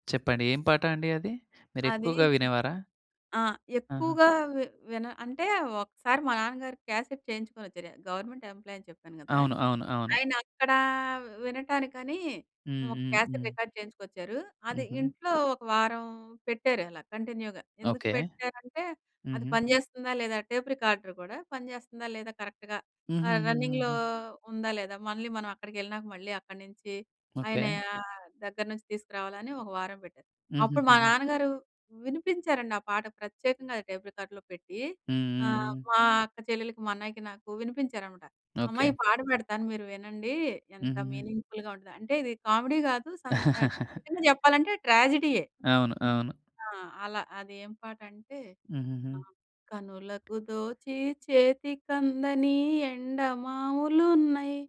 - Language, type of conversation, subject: Telugu, podcast, మీ పాటల ఎంపికలో సినిమా పాటలే ఎందుకు ఎక్కువగా ఉంటాయి?
- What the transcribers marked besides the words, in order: other background noise; in English: "క్యాసెట్"; in English: "గవర్నమెంట్ ఎంప్లాయీ"; in English: "క్యాసెట్ రికార్డ్"; in English: "కంటిన్యూగా"; in English: "టేప్ రికార్డర్"; in English: "కరెక్ట్‌గా"; in English: "రన్నింగ్‌లో"; in English: "టేప్ రికార్డర్‌లో"; chuckle; in English: "మీనింగ్‌ఫుల్‌గా"; tapping; singing: "కనులకు దోచి చేతికందని ఎండమావులున్నయి"